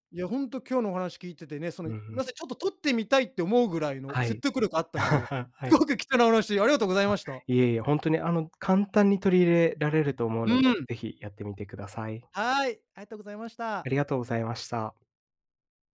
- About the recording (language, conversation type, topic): Japanese, podcast, 仕事でストレスを感じたとき、どんな対処をしていますか？
- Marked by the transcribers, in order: "すみません" said as "いません"; laugh